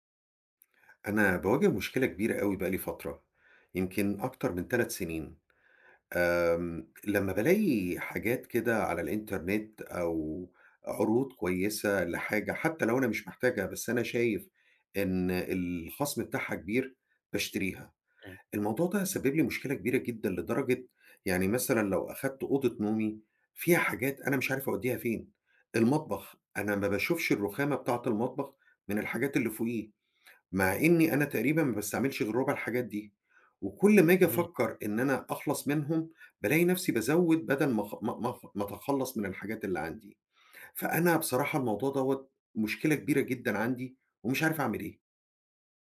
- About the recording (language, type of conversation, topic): Arabic, advice, إزاي الشراء الاندفاعي أونلاين بيخلّيك تندم ويدخّلك في مشاكل مالية؟
- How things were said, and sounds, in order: unintelligible speech